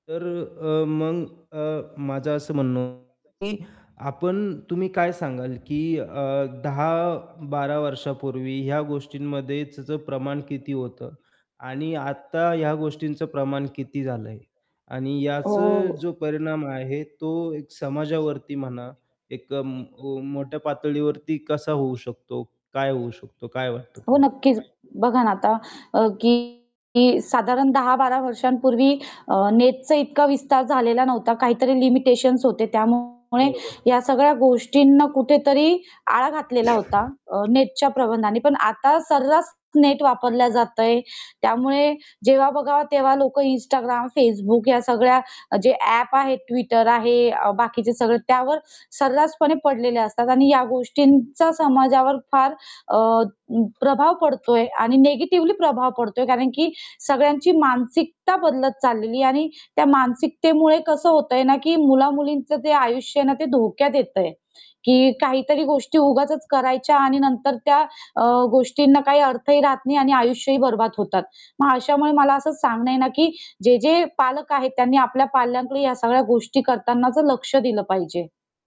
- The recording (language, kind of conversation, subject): Marathi, podcast, ऑनलाइन मैत्री खरंच असू शकते का?
- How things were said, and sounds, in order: static; background speech; distorted speech; "त्याचं" said as "च च"; in English: "लिमिटेशन्स"; "प्रतिबंधाने" said as "प्रबंधे"; tapping; cough; horn; other background noise